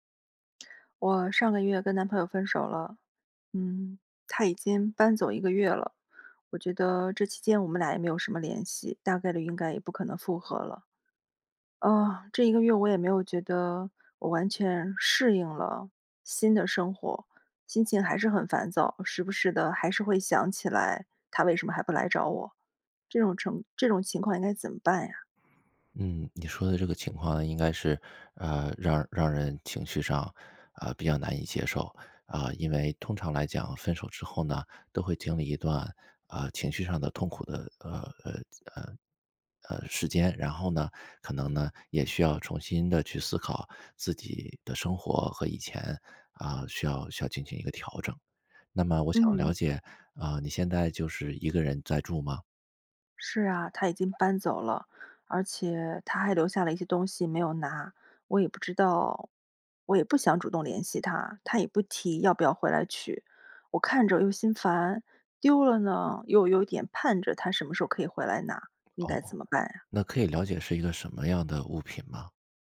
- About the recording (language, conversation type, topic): Chinese, advice, 伴侣分手后，如何重建你的日常生活？
- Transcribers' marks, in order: other background noise